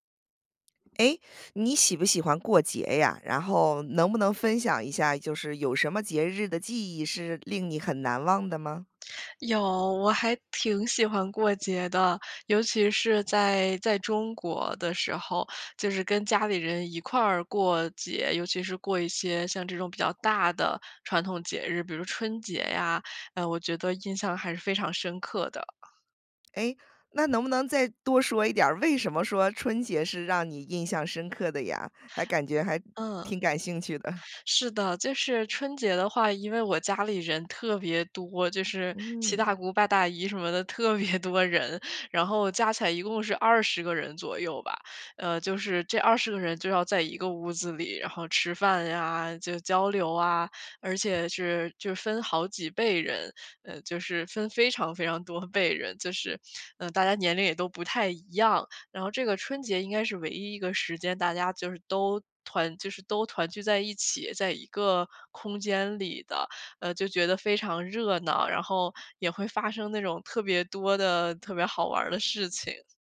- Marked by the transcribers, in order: other background noise; laughing while speaking: "特别"
- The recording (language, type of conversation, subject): Chinese, podcast, 能分享一次让你难以忘怀的节日回忆吗？